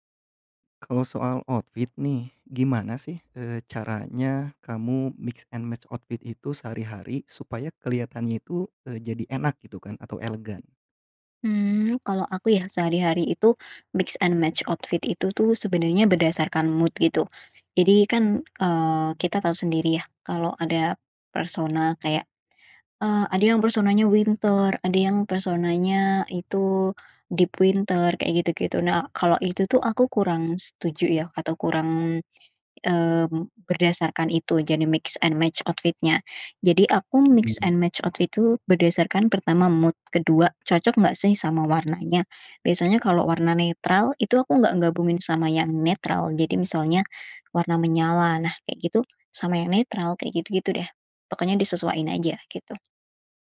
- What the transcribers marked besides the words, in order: in English: "outfit"; in English: "mix and match outfit"; in English: "mix and match outfit"; in English: "mood"; in English: "winter"; in English: "deep winter"; in English: "mix and match outfit-nya"; in English: "mix and match outfit"; in English: "mood"
- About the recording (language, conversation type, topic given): Indonesian, podcast, Bagaimana cara kamu memadupadankan pakaian untuk sehari-hari?